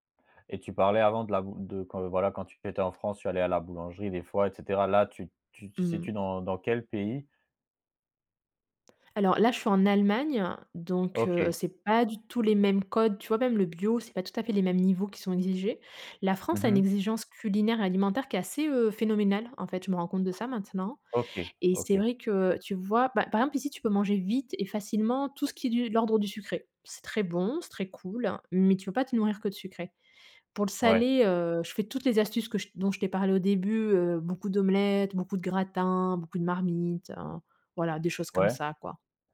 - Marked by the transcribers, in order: none
- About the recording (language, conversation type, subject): French, podcast, Comment t’organises-tu pour cuisiner quand tu as peu de temps ?